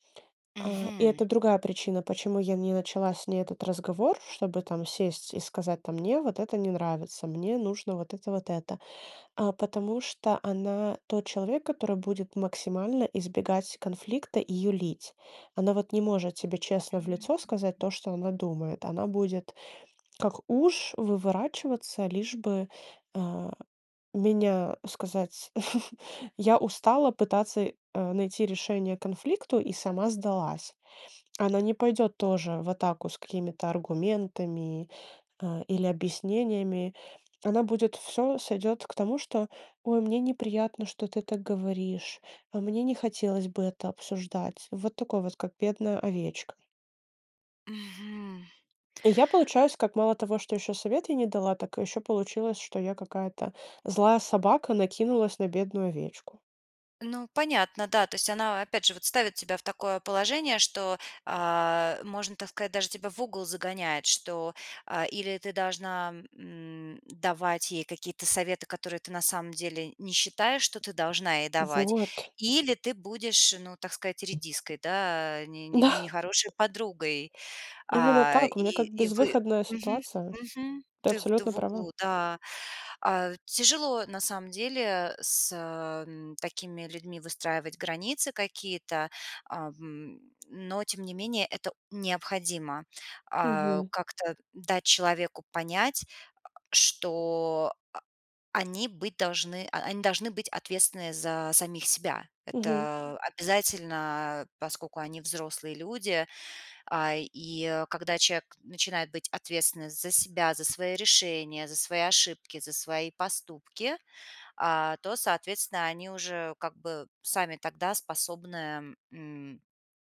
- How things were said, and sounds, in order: chuckle; tapping; laughing while speaking: "Да"; grunt
- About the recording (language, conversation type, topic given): Russian, advice, Как описать дружбу, в которой вы тянете на себе большую часть усилий?